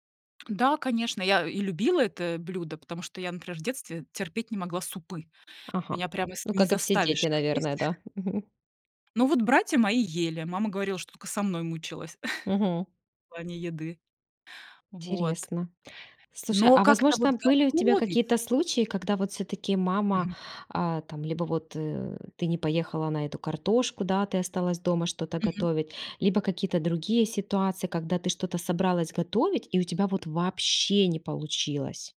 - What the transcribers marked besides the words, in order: tapping; other background noise; chuckle
- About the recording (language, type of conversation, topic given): Russian, podcast, Как вы начали учиться готовить?